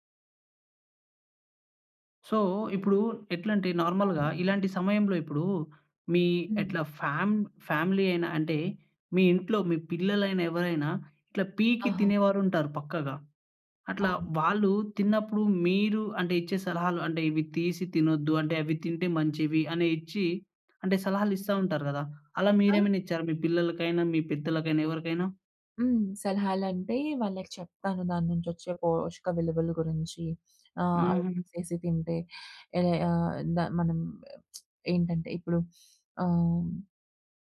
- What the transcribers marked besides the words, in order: in English: "సో"; in English: "నార్మల్‌గా"; in English: "ఫ్యాం ఫ్యామిలీ"; tapping; other background noise; lip smack; sniff
- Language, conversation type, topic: Telugu, podcast, పికీగా తినేవారికి భోజనాన్ని ఎలా సరిపోయేలా మార్చాలి?
- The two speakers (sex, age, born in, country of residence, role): female, 25-29, India, India, guest; male, 20-24, India, India, host